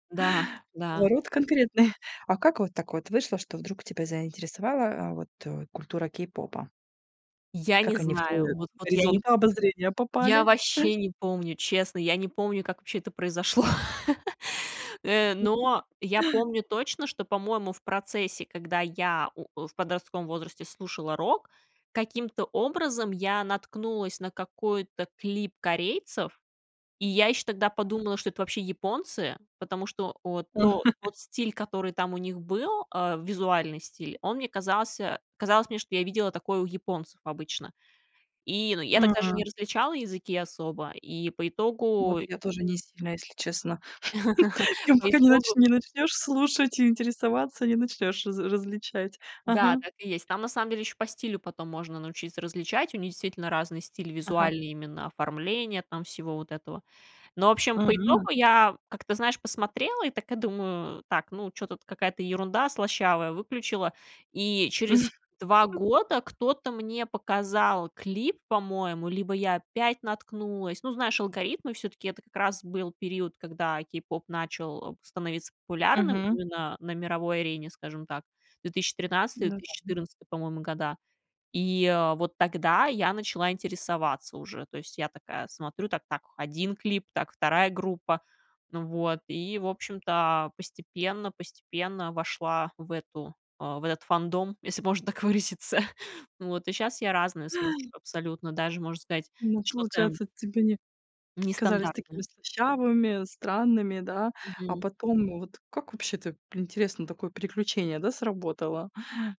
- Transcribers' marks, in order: chuckle; other background noise; chuckle; laughing while speaking: "произошло"; chuckle; other noise; tapping; chuckle; laugh; chuckle; laughing while speaking: "выразиться"
- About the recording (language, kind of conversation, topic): Russian, podcast, Какая музыка формировала твой вкус в юности?